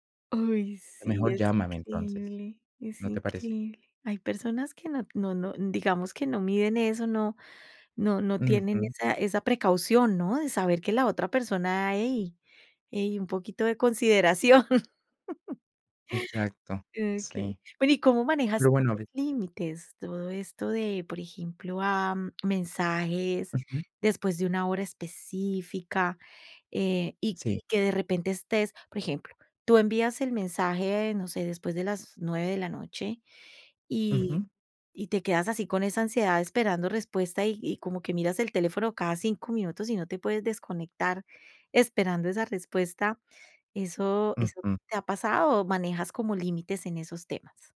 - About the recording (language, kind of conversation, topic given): Spanish, podcast, ¿Cómo usas las notas de voz en comparación con los mensajes de texto?
- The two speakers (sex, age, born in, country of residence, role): female, 50-54, Colombia, Italy, host; male, 30-34, Colombia, Netherlands, guest
- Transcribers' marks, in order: laughing while speaking: "consideración"; laugh; other background noise